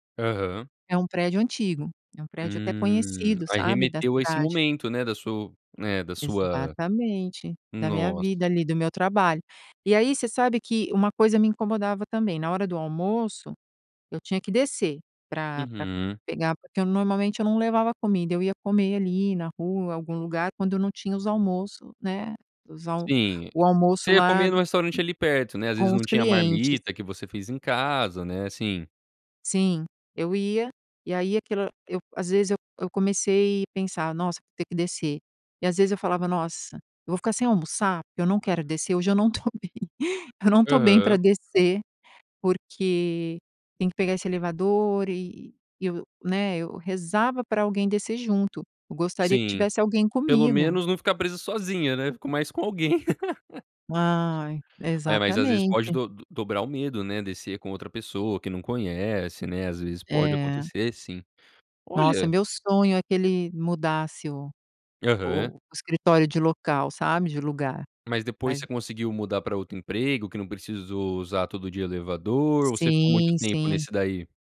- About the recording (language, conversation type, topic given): Portuguese, podcast, Como foi seu primeiro emprego e o que você aprendeu nele?
- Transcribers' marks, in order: tapping; laughing while speaking: "tô bem"; laugh